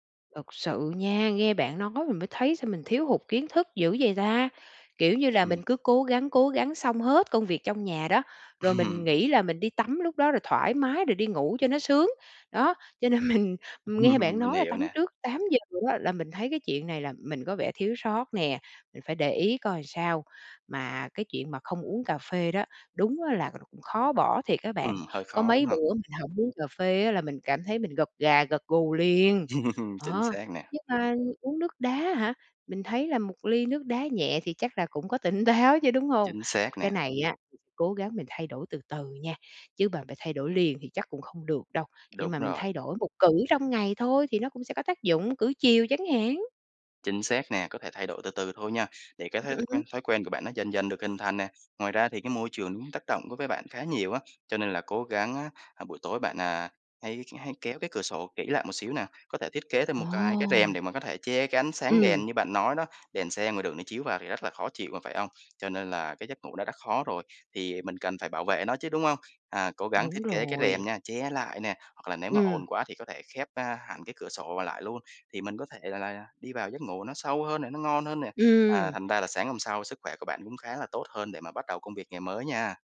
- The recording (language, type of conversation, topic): Vietnamese, advice, Làm sao để duy trì giấc ngủ đều đặn khi bạn thường mất ngủ hoặc ngủ quá muộn?
- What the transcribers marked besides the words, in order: laughing while speaking: "Ừm"; laughing while speaking: "Ừm"; laughing while speaking: "mình"; tapping; laugh; other background noise; "cũng" said as "ứm"